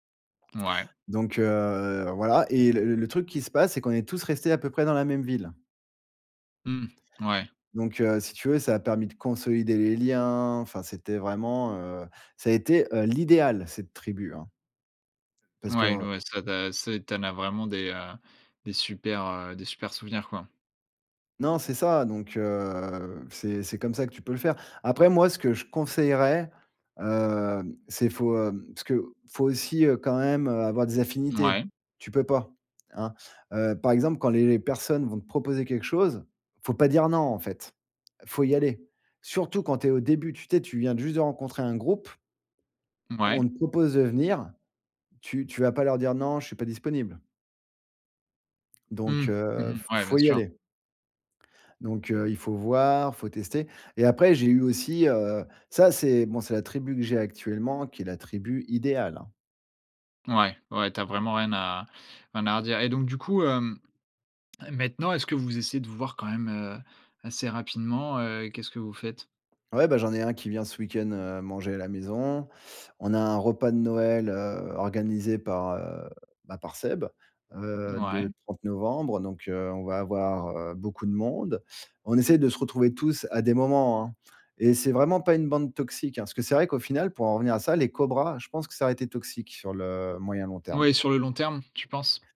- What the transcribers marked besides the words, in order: stressed: "l'idéal"; tapping
- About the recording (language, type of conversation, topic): French, podcast, Comment as-tu trouvé ta tribu pour la première fois ?
- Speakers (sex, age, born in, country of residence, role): male, 20-24, France, France, host; male, 40-44, France, France, guest